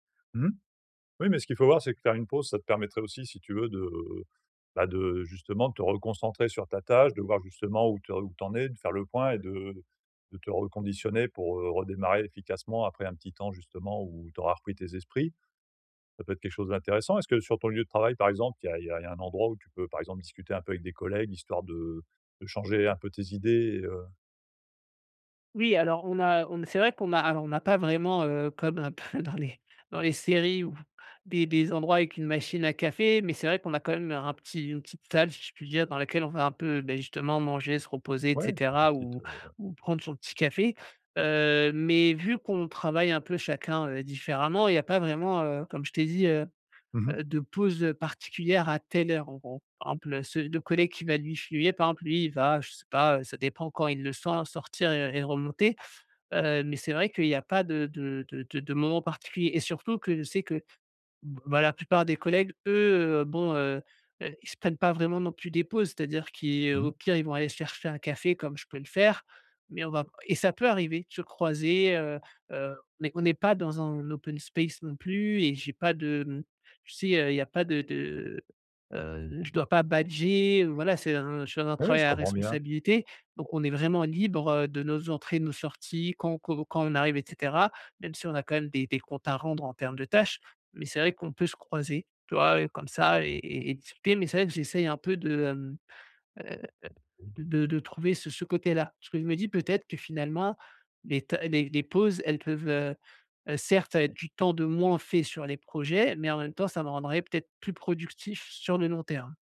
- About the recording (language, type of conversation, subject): French, advice, Comment faire des pauses réparatrices qui boostent ma productivité sur le long terme ?
- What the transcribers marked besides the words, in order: laughing while speaking: "un peu, dans les"; chuckle; stressed: "eux"